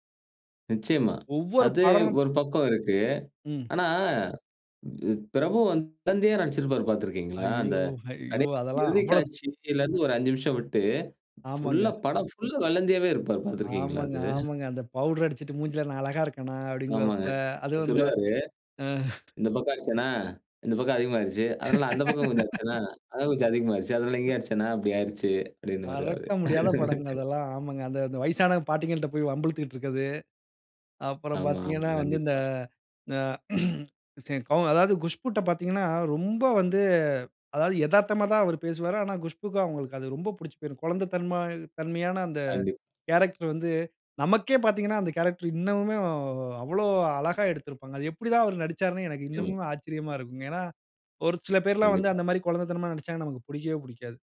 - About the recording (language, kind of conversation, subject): Tamil, podcast, சூப்பர் ஹிட் கதைகள் பொதுமக்களை எதற்கு ஈர்க்கும்?
- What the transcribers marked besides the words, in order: other background noise; unintelligible speech; chuckle; laugh; laugh; grunt; surprised: "அது எப்டி தான் அவரு நடிச்சாருனு எனக்கு இன்னமும் ஆச்சரியமா இருக்குங்க"